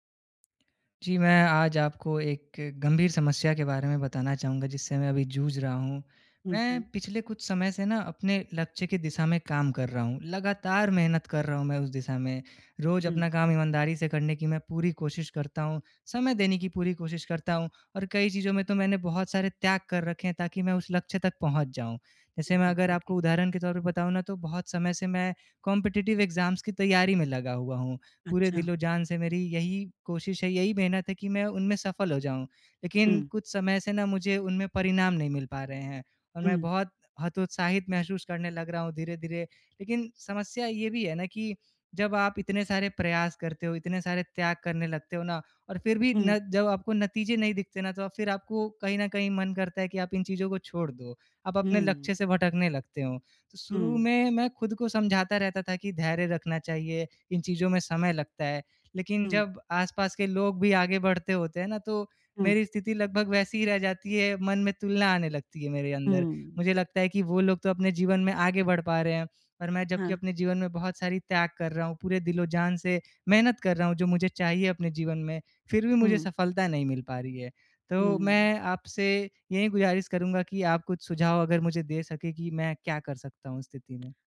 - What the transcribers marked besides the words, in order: in English: "ओके"; in English: "कॉम्पिटिटिव एग्जाम्स"
- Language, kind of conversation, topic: Hindi, advice, नतीजे देर से दिख रहे हैं और मैं हतोत्साहित महसूस कर रहा/रही हूँ, क्या करूँ?